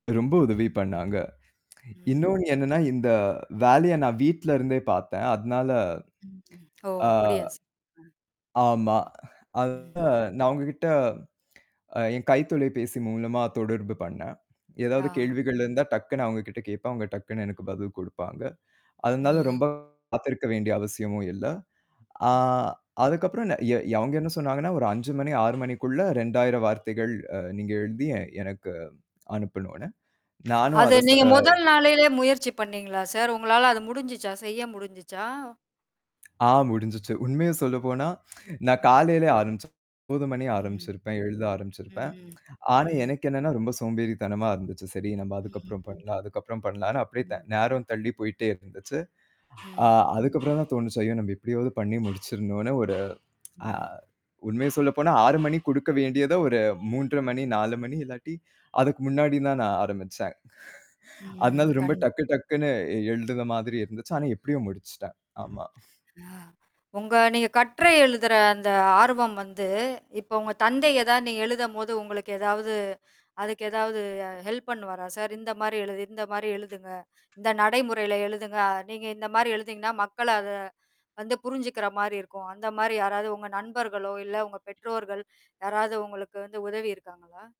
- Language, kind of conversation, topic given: Tamil, podcast, உங்களுடைய முதல் வேலை அனுபவம் எப்படி இருந்தது?
- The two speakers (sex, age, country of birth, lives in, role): female, 40-44, India, India, host; male, 25-29, India, India, guest
- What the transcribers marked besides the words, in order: mechanical hum; distorted speech; other background noise; tapping; static; "எழுதினீங்கன்னா" said as "எழுதீங்கன்னா"; other noise